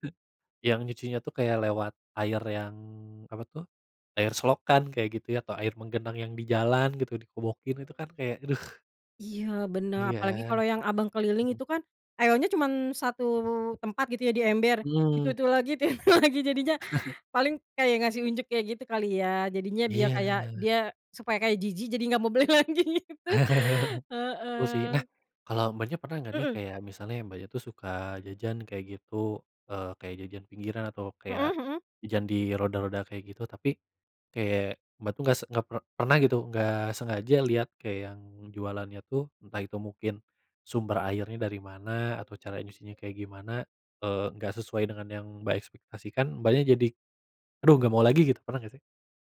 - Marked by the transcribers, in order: laughing while speaking: "itu lagi"; chuckle; chuckle; laughing while speaking: "beli lagi itu"; tapping
- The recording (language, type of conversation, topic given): Indonesian, unstructured, Bagaimana kamu meyakinkan teman agar tidak jajan sembarangan?